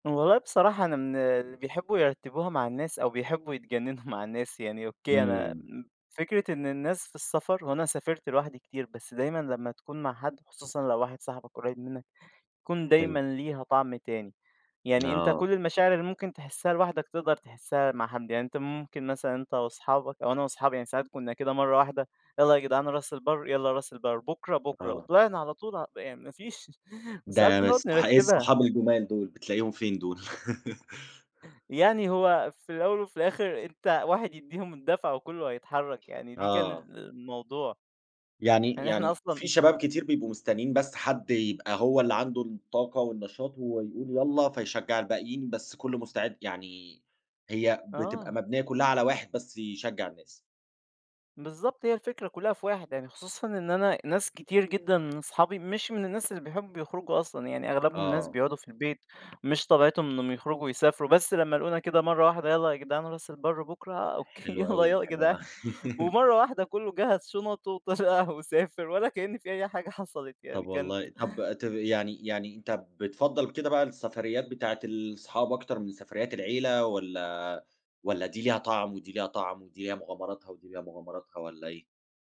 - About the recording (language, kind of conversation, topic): Arabic, podcast, بتحب تسافر لوحدك ولا مع ناس وليه؟
- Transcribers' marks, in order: tapping; laugh; laugh; unintelligible speech